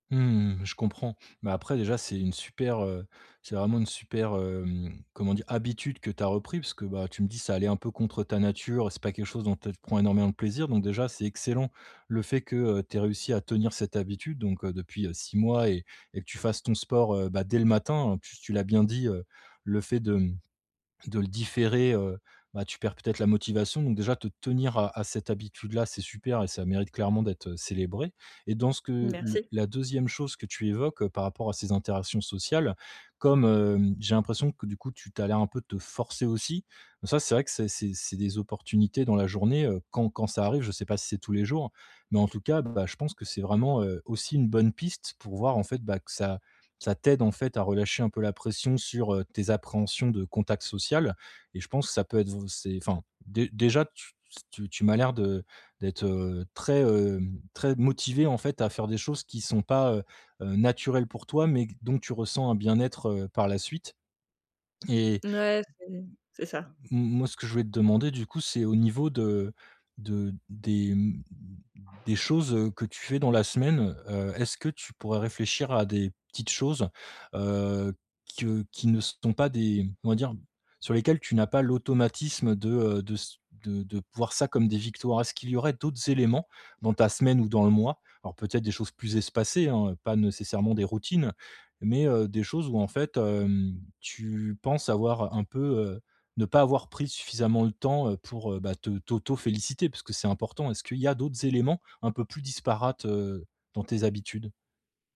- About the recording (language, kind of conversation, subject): French, advice, Comment puis-je reconnaître mes petites victoires quotidiennes ?
- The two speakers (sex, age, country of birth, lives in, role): female, 20-24, France, France, user; male, 35-39, France, France, advisor
- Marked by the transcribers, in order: stressed: "tenir"; stressed: "forcer"; other background noise; tapping